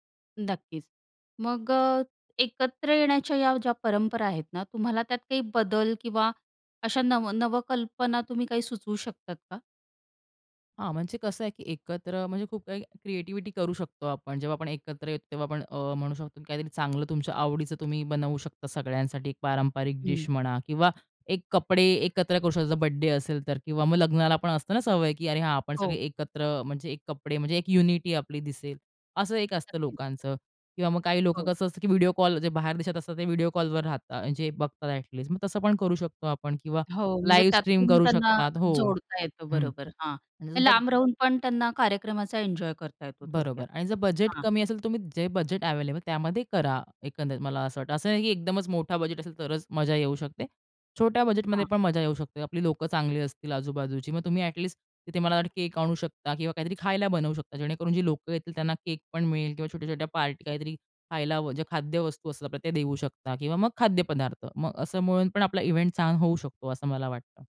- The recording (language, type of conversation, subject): Marathi, podcast, वाढदिवस किंवा लग्नासारख्या कार्यक्रमांत कुटुंबीय आणि आप्तेष्टांनी एकत्र येण्याचं महत्त्व काय आहे?
- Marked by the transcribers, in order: tapping; other background noise; in English: "युनिटी"; in English: "लाईव्ह स्ट्रीम"; in English: "इव्हेंट"